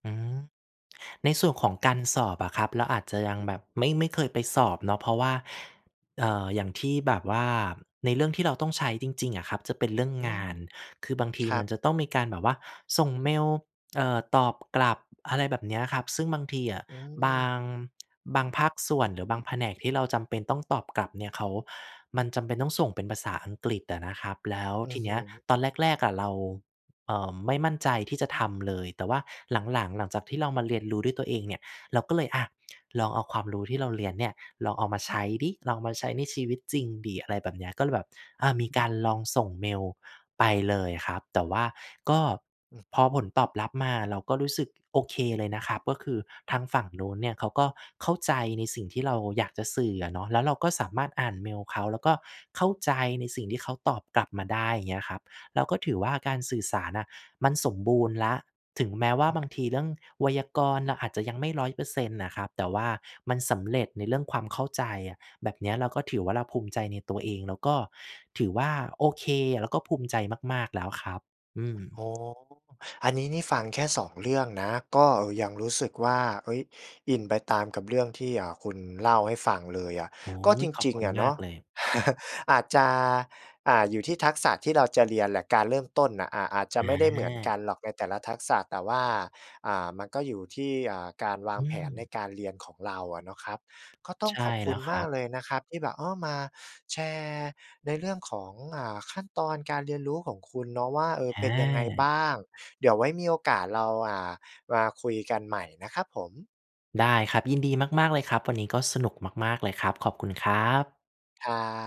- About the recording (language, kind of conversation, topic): Thai, podcast, เริ่มเรียนรู้ทักษะใหม่ตอนเป็นผู้ใหญ่ คุณเริ่มต้นอย่างไร?
- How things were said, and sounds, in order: tsk; tapping; chuckle